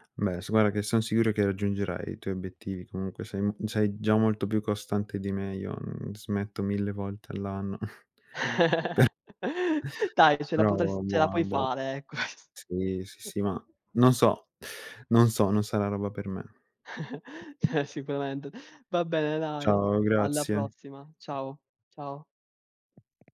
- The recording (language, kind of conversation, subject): Italian, unstructured, Come hai scoperto il tuo passatempo preferito?
- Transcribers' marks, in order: "guarda" said as "guara"; chuckle; laughing while speaking: "ques"; chuckle; chuckle; laughing while speaking: "ceh"; "Cioè" said as "ceh"; other background noise; tapping